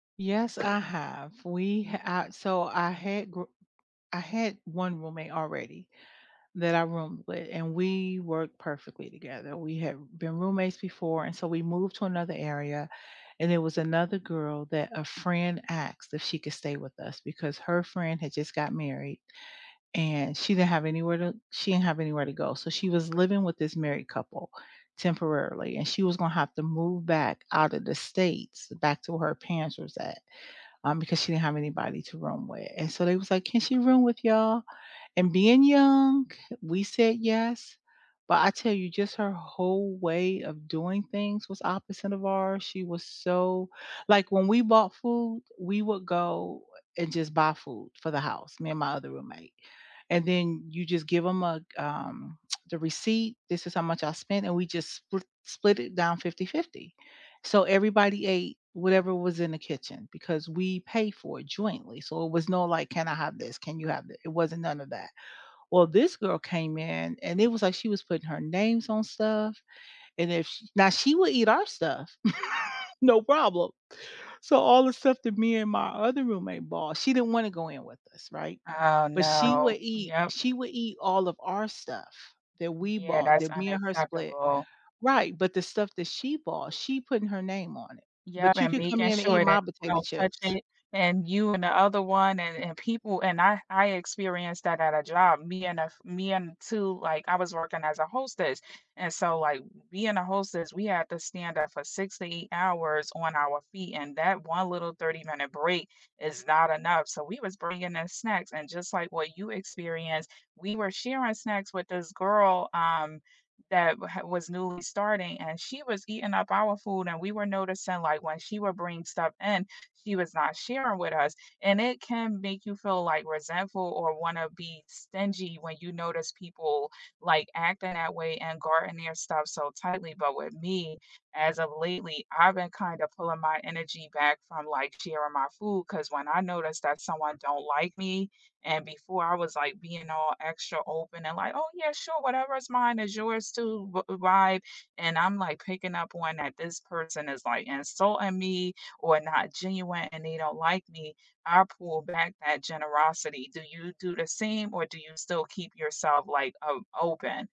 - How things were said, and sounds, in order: other background noise; tapping; tsk; chuckle
- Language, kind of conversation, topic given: English, unstructured, What helps you feel truly heard during gentle conflict so we can stay connected?
- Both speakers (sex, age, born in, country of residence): female, 30-34, United States, United States; female, 55-59, United States, United States